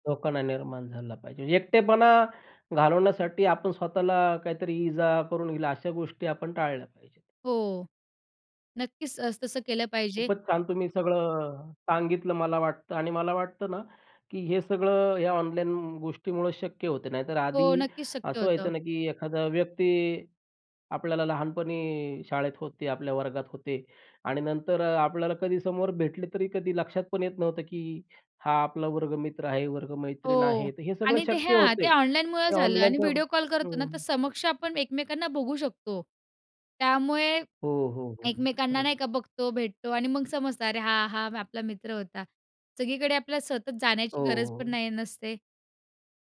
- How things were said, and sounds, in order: tapping
- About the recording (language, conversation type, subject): Marathi, podcast, ऑनलाइन समुदायांनी तुमचा एकटेपणा कसा बदलला?